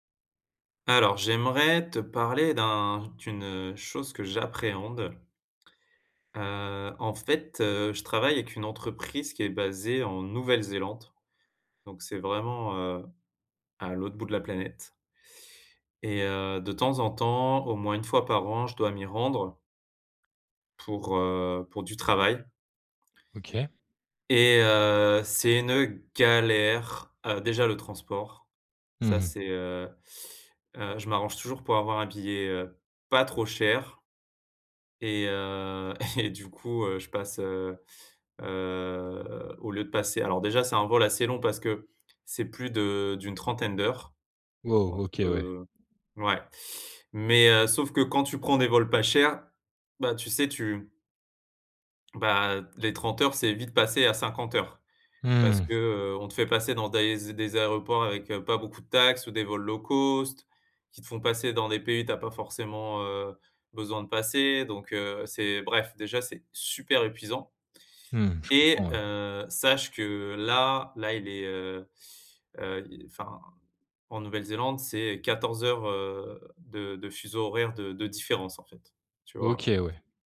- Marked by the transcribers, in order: stressed: "galère"; drawn out: "heu"; "des-" said as "daez"; in English: "low cost"
- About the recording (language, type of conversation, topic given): French, advice, Comment vivez-vous le décalage horaire après un long voyage ?